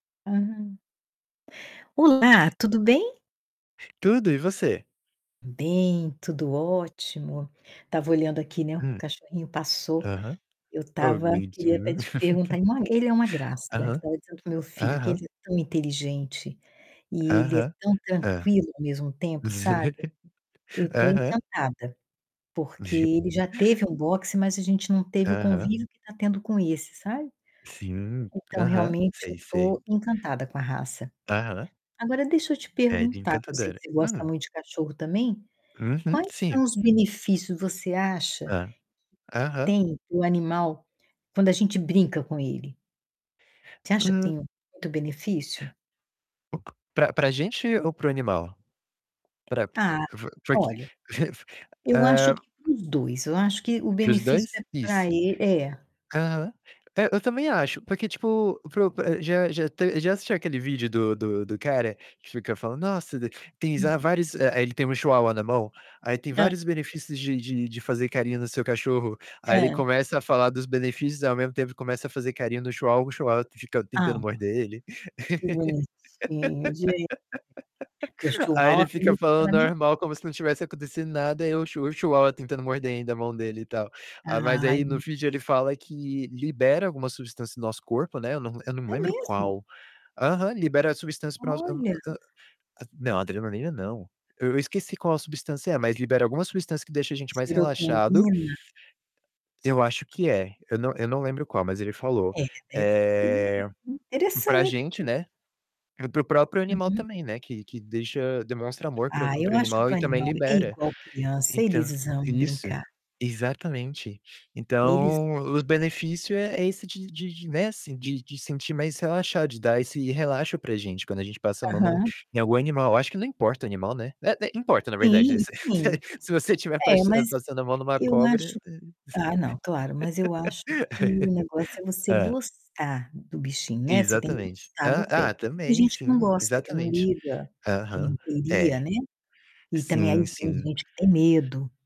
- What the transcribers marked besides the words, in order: distorted speech; tapping; chuckle; laugh; chuckle; other background noise; chuckle; laugh; static; unintelligible speech; drawn out: "Eh"; laugh; laughing while speaking: "Se você estiver pas passando a mão numa cobra"; laugh; in English: "pet"
- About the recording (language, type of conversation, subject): Portuguese, unstructured, Quais são os benefícios de brincar com os animais?
- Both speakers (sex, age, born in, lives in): female, 65-69, Brazil, Portugal; male, 20-24, Brazil, United States